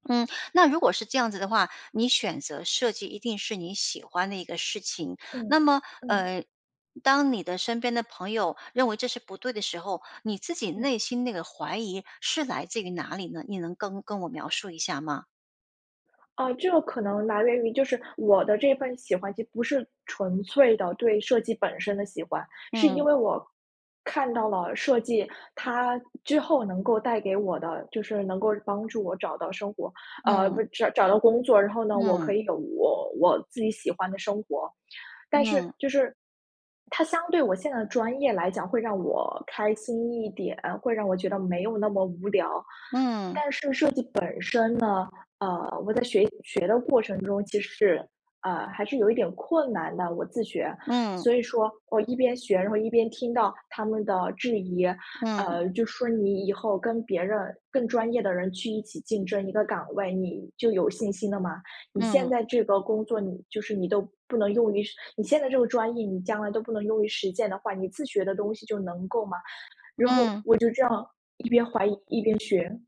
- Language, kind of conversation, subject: Chinese, advice, 被批评后，你的创作自信是怎样受挫的？
- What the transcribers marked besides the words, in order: other background noise; tapping